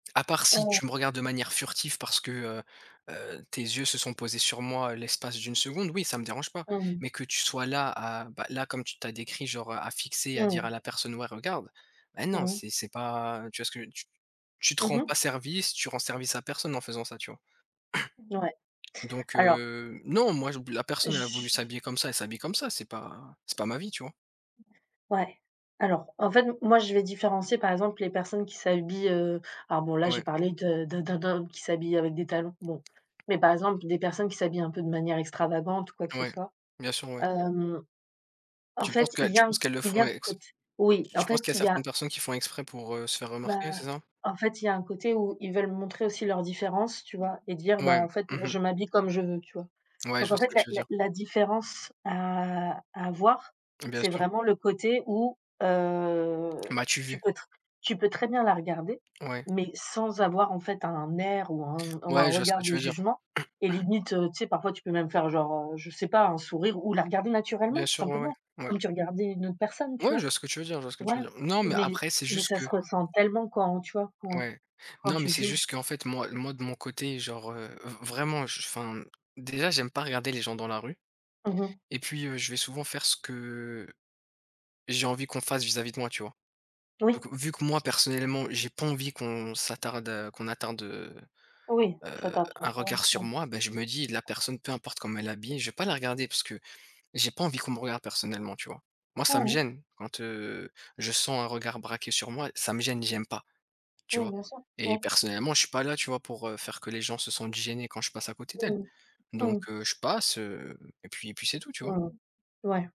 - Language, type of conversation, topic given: French, unstructured, Accepteriez-vous de vivre sans liberté d’expression pour garantir la sécurité ?
- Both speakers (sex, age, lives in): female, 35-39, France; male, 30-34, France
- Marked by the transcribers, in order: stressed: "si"; throat clearing; cough